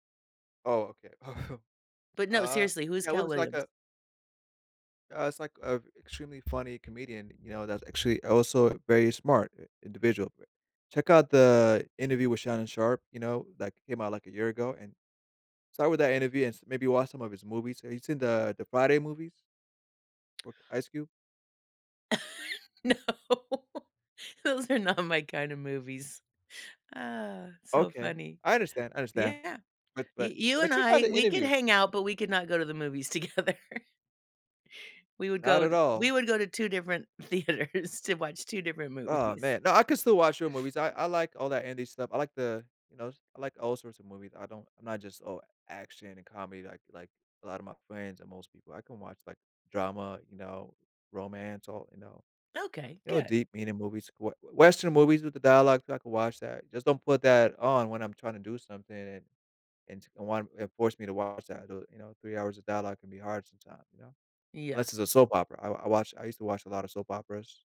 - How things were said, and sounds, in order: chuckle; chuckle; laughing while speaking: "No"; laughing while speaking: "not"; laughing while speaking: "together"; laughing while speaking: "theaters"; laughing while speaking: "movies"; sniff
- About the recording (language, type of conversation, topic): English, unstructured, How do stories and fictional characters inspire us to see our own lives differently?
- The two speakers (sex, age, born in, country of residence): female, 60-64, United States, United States; male, 35-39, Saudi Arabia, United States